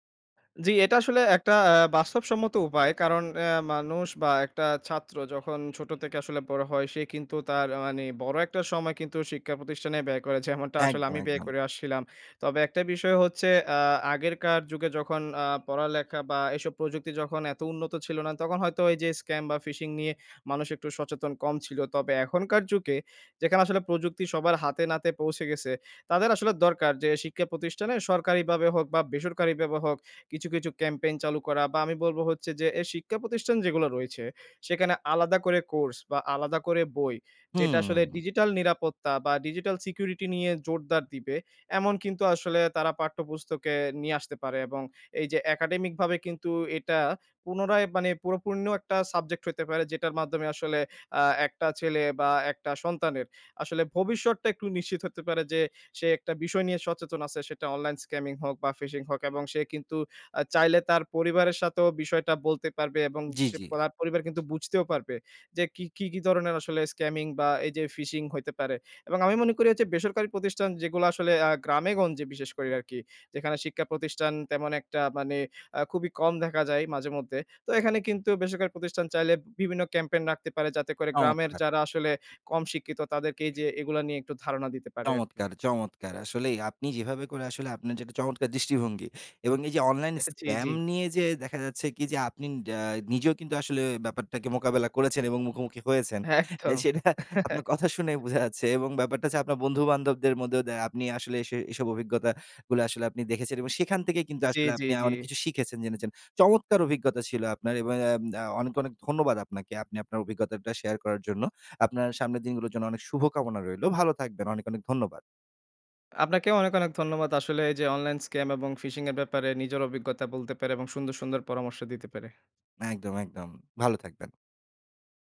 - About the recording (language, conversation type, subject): Bengali, podcast, অনলাইন প্রতারণা বা ফিশিং থেকে বাঁচতে আমরা কী কী করণীয় মেনে চলতে পারি?
- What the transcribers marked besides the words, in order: other street noise; scoff; in English: "scam"; in English: "phishing"; "রয়েছে" said as "রইছে"; "পরিপূর্ণ" said as "পুরোপূর্ণ"; horn; in English: "online scamming"; in English: "phishing"; in English: "scamming"; in English: "phishing"; "আরকি" said as "রারকি"; "রাখতে" said as "নাকতে"; "চমৎকার" said as "অমৎকার"; in English: "স্ক্র্যাম"; "scam" said as "স্ক্র্যাম"; scoff; laughing while speaking: "অ্যা সেটা আপনার কথা শুনেই বোঝা যাচ্ছে"; laughing while speaking: "একদম"; chuckle; "হচ্ছে" said as "ছে"; in English: "scam"; in English: "phishing"